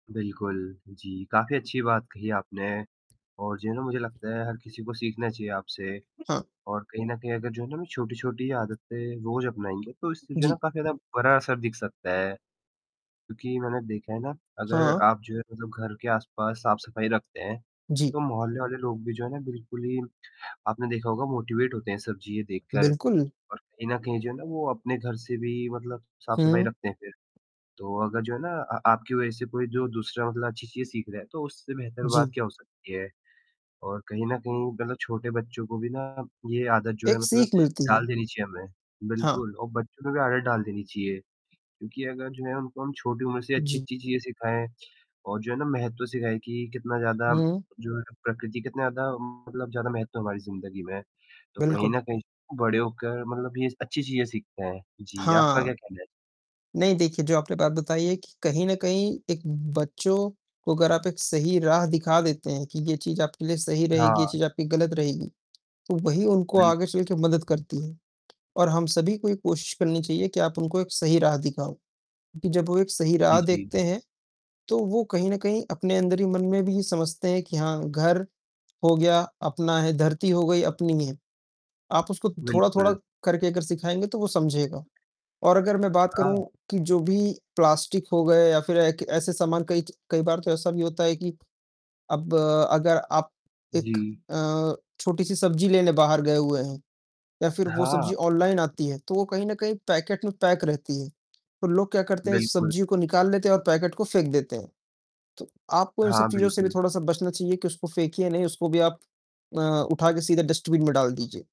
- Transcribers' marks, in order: mechanical hum; distorted speech; in English: "मोटीवेट"; in English: "पैकेट"; in English: "पैक"; in English: "पैकेट"; in English: "डस्टबिन"
- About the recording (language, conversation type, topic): Hindi, unstructured, घर पर कचरा कम करने के लिए आप क्या करते हैं?